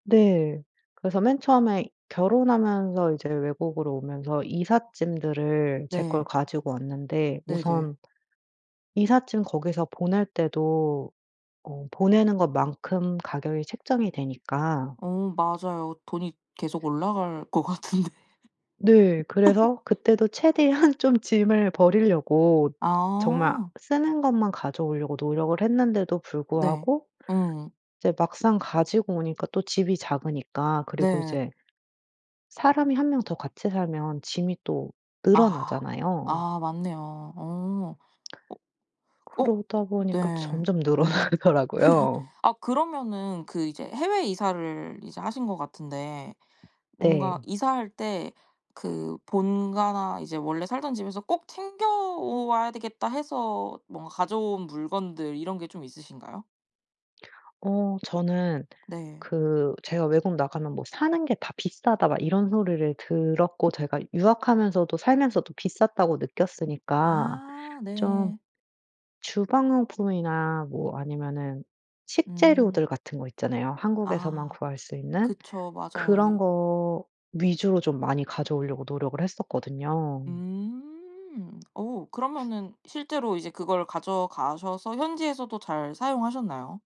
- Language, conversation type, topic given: Korean, podcast, 작은 집을 효율적으로 사용하는 방법은 무엇인가요?
- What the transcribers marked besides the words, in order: other background noise; laughing while speaking: "것 같은데"; laugh; laughing while speaking: "최대한"; laughing while speaking: "늘어나더라고요"; laugh